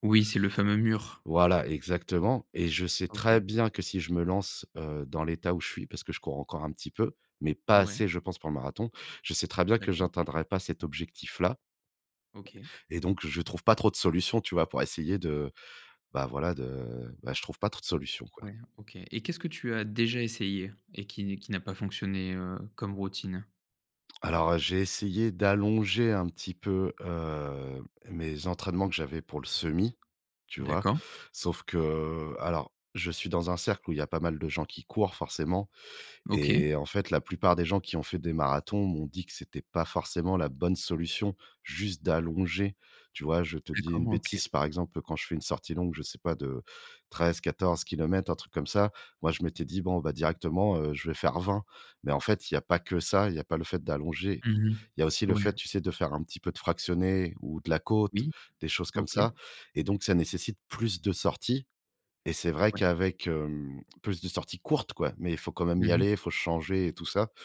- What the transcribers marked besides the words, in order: none
- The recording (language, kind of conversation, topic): French, advice, Comment puis-je mettre en place et tenir une routine d’exercice régulière ?